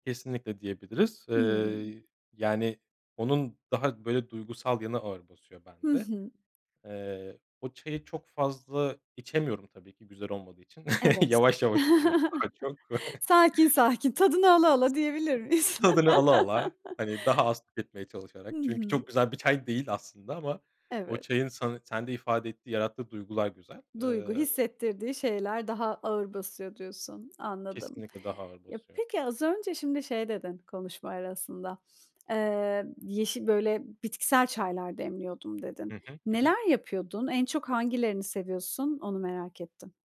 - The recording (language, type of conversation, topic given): Turkish, podcast, Sabah kahve ya da çay ritüelin nedir, anlatır mısın?
- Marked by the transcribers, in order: other background noise; chuckle; chuckle; sniff